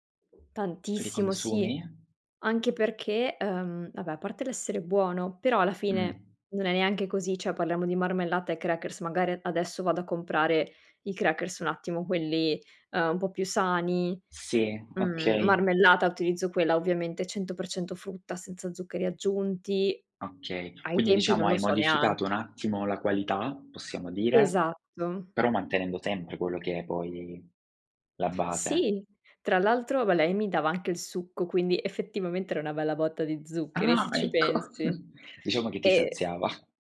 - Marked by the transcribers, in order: door; tapping; other background noise; chuckle
- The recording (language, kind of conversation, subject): Italian, podcast, Qual è un ricordo legato al cibo della tua infanzia?